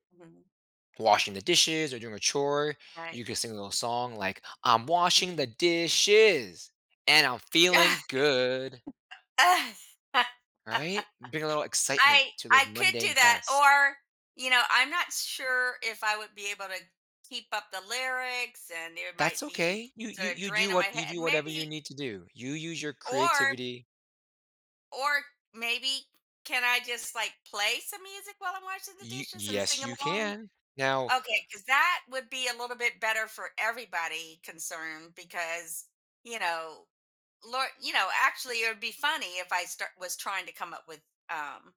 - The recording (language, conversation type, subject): English, advice, How can I make my daily routine less boring?
- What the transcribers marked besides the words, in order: singing: "I'm washing the dishes, and I'm feeling good"; laugh